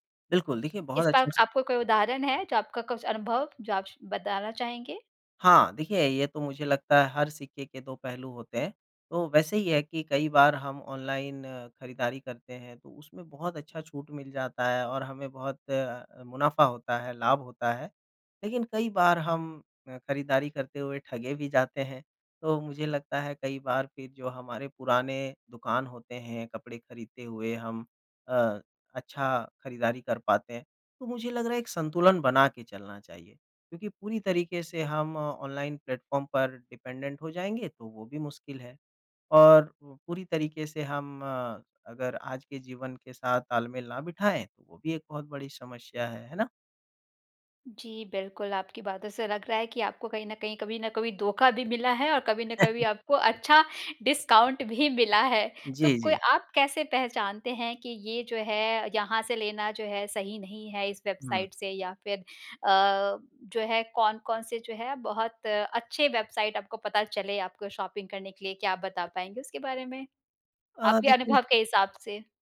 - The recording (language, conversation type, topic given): Hindi, podcast, सोशल मीडिया ने आपके स्टाइल को कैसे बदला है?
- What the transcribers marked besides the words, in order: in English: "प्लेटफ़ॉर्म"; in English: "डिपेंडेंट"; chuckle; in English: "डिस्काउंट"; in English: "शॉपिंग"